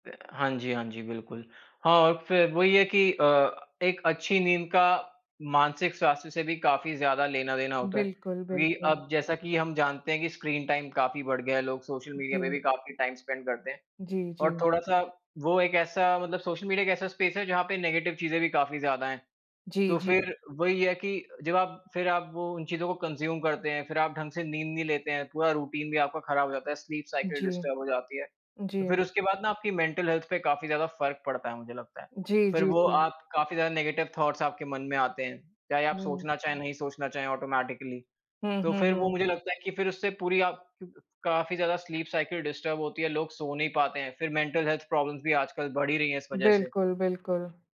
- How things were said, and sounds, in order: in English: "टाइम"; in English: "टाइम स्पेंड"; in English: "स्पेस"; in English: "नेगेटिव"; in English: "कंज़्यूम"; in English: "रूटीन"; in English: "स्लीप साइकिल डिस्टर्ब"; in English: "मेंटल हेल्थ"; in English: "नेगेटिव थॉट्स"; in English: "ऑटोमैटिकली"; in English: "स्लीप साइकिल डिस्टर्ब"; in English: "मेंटल हेल्थ प्रॉब्लम्स"
- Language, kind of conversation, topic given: Hindi, unstructured, आप अपनी नींद की गुणवत्ता कैसे सुधारते हैं?